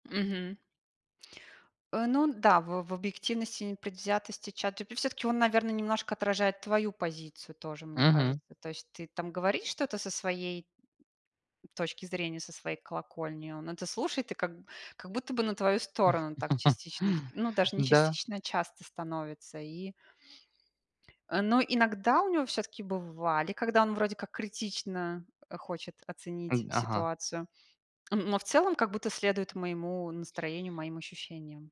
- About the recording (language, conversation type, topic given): Russian, unstructured, Что вас больше всего раздражает в отношении общества к депрессии?
- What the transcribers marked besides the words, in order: tapping; other background noise; chuckle